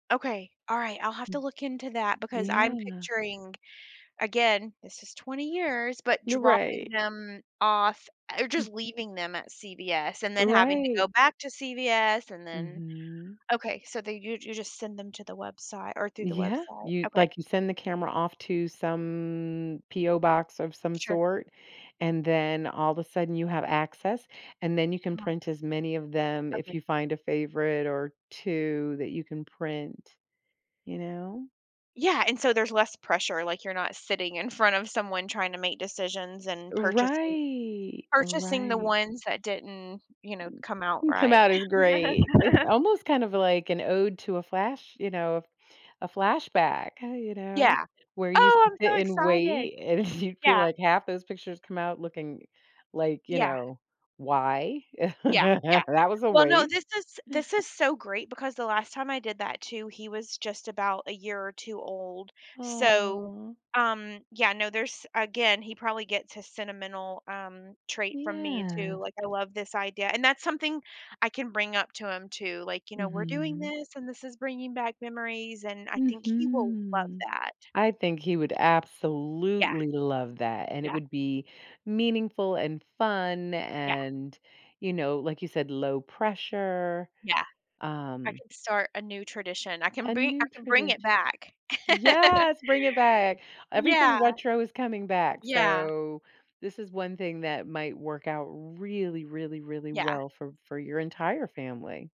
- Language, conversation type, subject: English, advice, How can I cope with missing someone on important anniversaries or milestones?
- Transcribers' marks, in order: tapping; other noise; drawn out: "some"; unintelligible speech; drawn out: "Right"; laugh; laughing while speaking: "and you"; laugh; drawn out: "Aw"; other background noise; drawn out: "Yes"; drawn out: "Mhm"; stressed: "absolutely"; laugh; drawn out: "so"; stressed: "really"